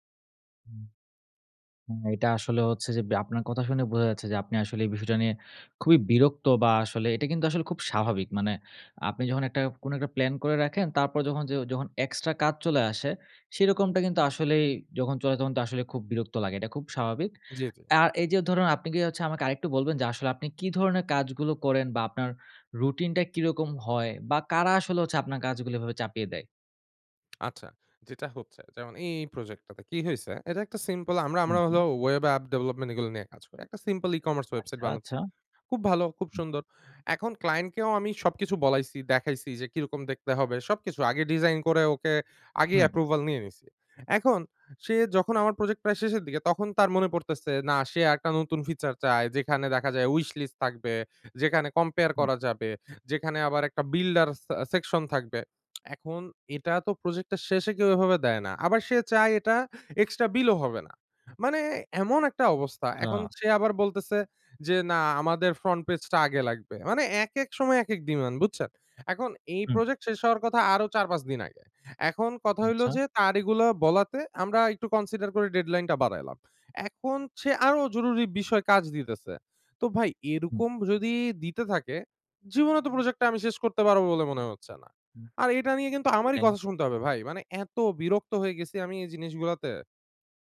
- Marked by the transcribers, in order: tapping; in English: "web app development"; in English: "e-commerce"; tongue click
- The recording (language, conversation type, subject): Bengali, advice, হঠাৎ জরুরি কাজ এসে আপনার ব্যবস্থাপনা ও পরিকল্পনা কীভাবে বিঘ্নিত হয়?
- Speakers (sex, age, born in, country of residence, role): male, 20-24, Bangladesh, Bangladesh, advisor; male, 25-29, Bangladesh, Bangladesh, user